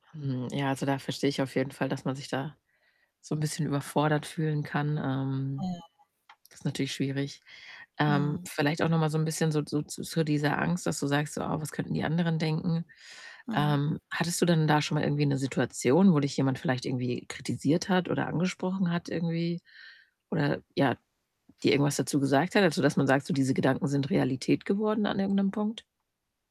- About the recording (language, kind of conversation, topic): German, advice, Wie kann ich meine Angst vor Kritik und Scheitern überwinden?
- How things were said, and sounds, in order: other background noise; distorted speech; static